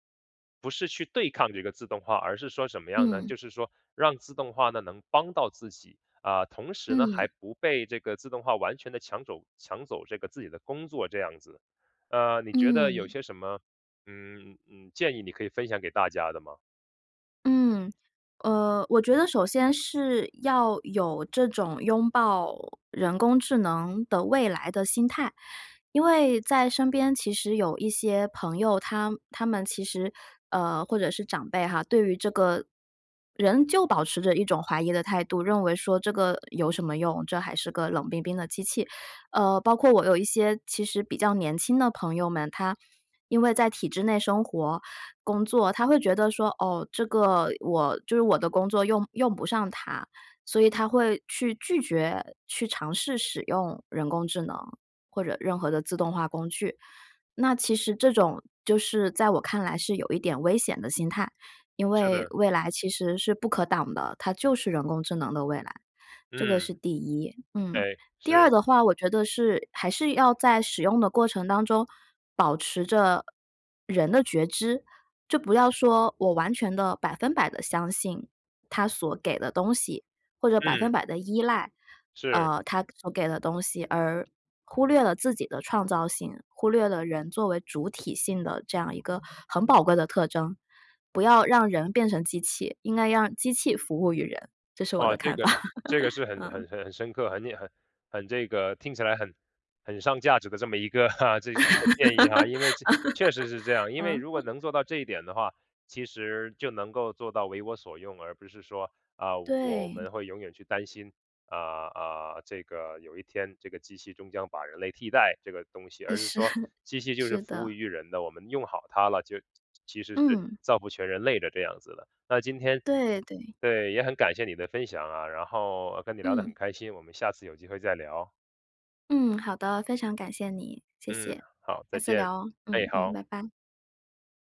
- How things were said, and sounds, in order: other background noise; laughing while speaking: "法"; chuckle; laugh; chuckle; chuckle
- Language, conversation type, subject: Chinese, podcast, 未来的工作会被自动化取代吗？